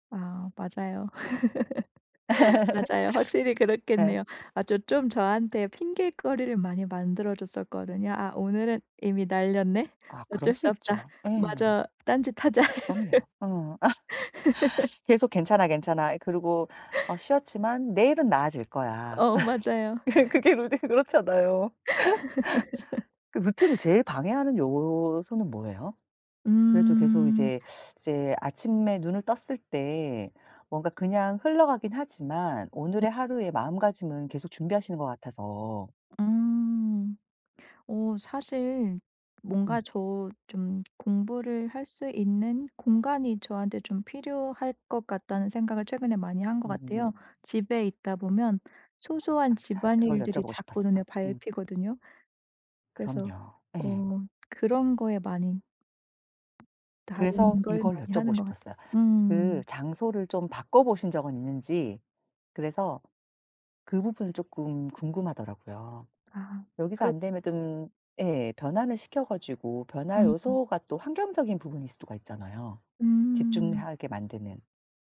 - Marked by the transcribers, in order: laugh; tapping; laugh; other background noise; laughing while speaking: "아"; laughing while speaking: "딴짓하자.'"; laugh; laugh; laughing while speaking: "그게 그렇잖아요"; unintelligible speech; laugh
- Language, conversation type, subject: Korean, advice, 매일 공부하거나 업무에 몰입할 수 있는 루틴을 어떻게 만들 수 있을까요?